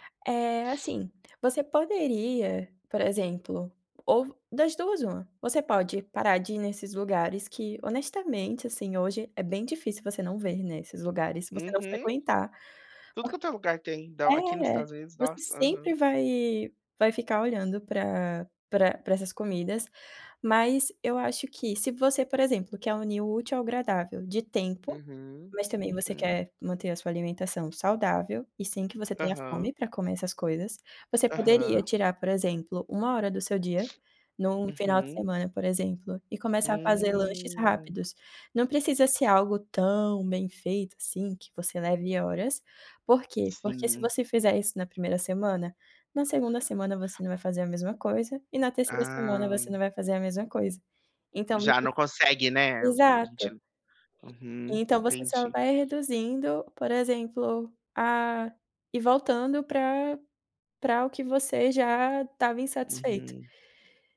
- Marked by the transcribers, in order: tapping; unintelligible speech; other background noise
- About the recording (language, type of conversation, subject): Portuguese, advice, Como posso controlar melhor os desejos por alimentos ultraprocessados?